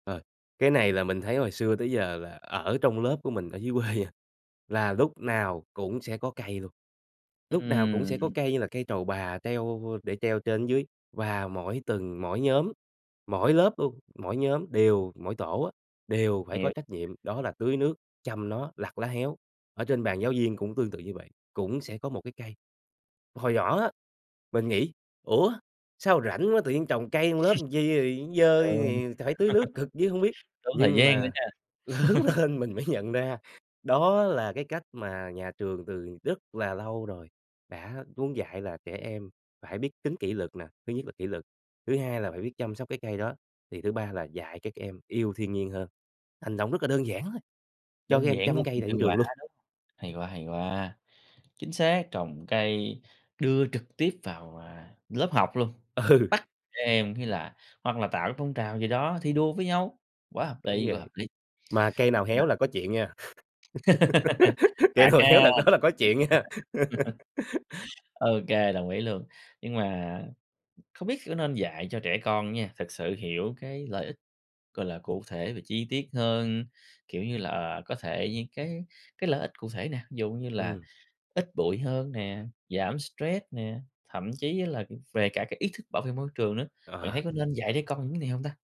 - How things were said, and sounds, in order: laughing while speaking: "quê nha"; other background noise; laugh; laughing while speaking: "lớn lên"; laughing while speaking: "mới"; laugh; laughing while speaking: "Ừ"; laugh; laughing while speaking: "Cây nào héo đợt đó là có chuyện nha"; tapping; laugh
- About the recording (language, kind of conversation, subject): Vietnamese, podcast, Theo bạn, làm thế nào để trẻ em yêu thiên nhiên hơn?